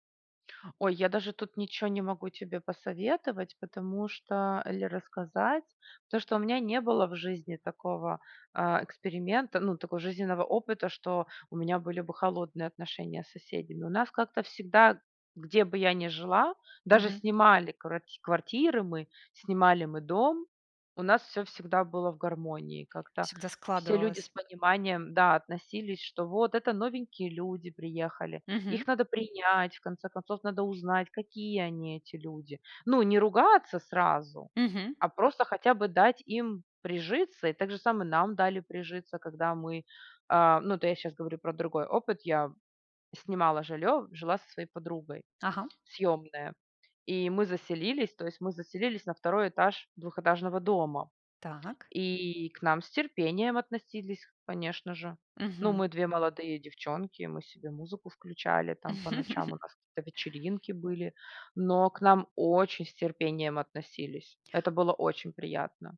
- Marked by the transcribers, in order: chuckle; stressed: "очень"
- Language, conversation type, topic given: Russian, podcast, Что делает соседство по‑настоящему тёплым для людей?